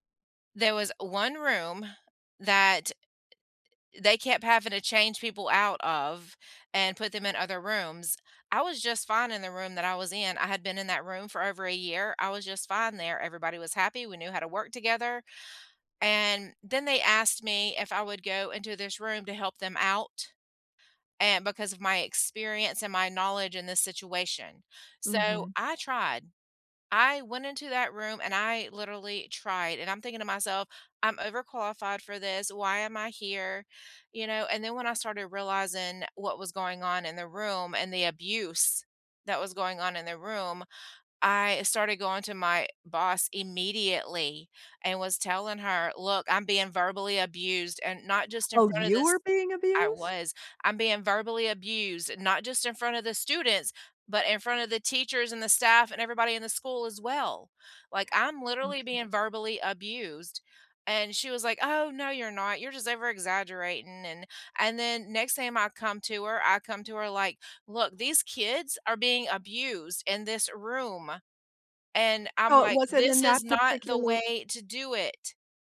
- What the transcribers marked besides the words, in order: none
- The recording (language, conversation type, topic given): English, unstructured, What’s your take on toxic work environments?
- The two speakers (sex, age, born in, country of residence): female, 50-54, United States, United States; female, 75-79, United States, United States